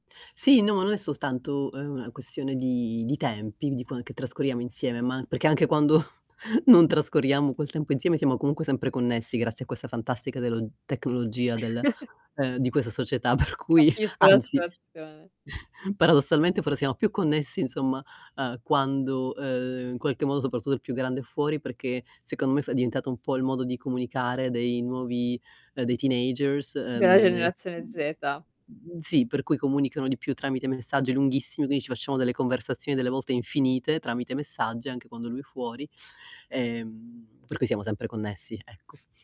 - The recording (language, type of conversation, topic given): Italian, advice, Come posso stabilire confini chiari con la mia famiglia e i miei amici?
- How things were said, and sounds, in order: static; tapping; chuckle; chuckle; other background noise; distorted speech; laughing while speaking: "per cui"; chuckle; "soprattutto" said as "sopratuo"; in English: "teenagers"; "quindi" said as "quidi"